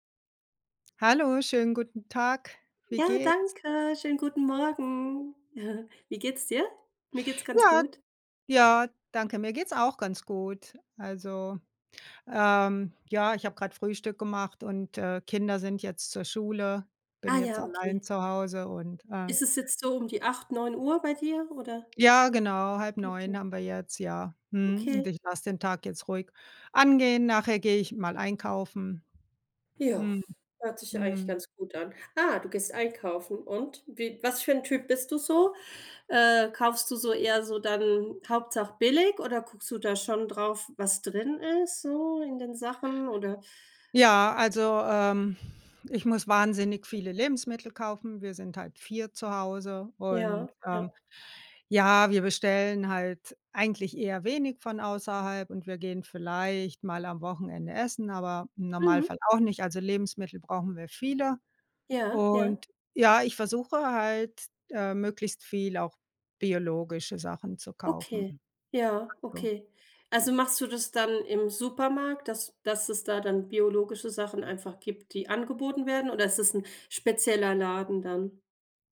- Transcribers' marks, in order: joyful: "Ja, danke. Schönen guten Morgen"; chuckle
- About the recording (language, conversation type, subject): German, unstructured, Wie wichtig ist dir eine gesunde Ernährung im Alltag?